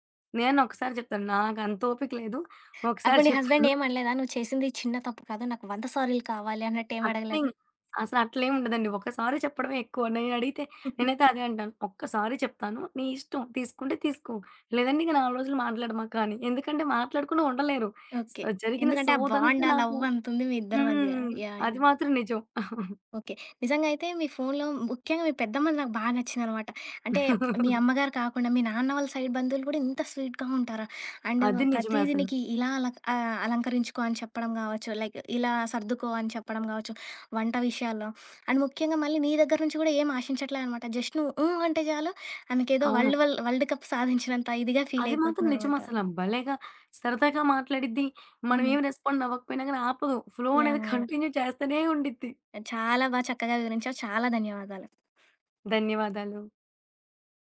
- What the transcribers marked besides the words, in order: in English: "హస్బెండ్"; in English: "సారి"; chuckle; in English: "సారి"; in English: "బాండ్"; in English: "సో"; chuckle; chuckle; in English: "సైడ్"; in English: "స్వీట్‌గా"; in English: "అండ్"; other background noise; in English: "లైక్"; in English: "అండ్"; in English: "జస్ట్"; in English: "వరల్డ్ వల్ వరల్డ్ కప్"; in English: "ఫ్లో"; giggle; in English: "కంటిన్యూ"
- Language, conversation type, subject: Telugu, podcast, ఫోన్‌లో మాట్లాడేటప్పుడు నిజంగా శ్రద్ధగా ఎలా వినాలి?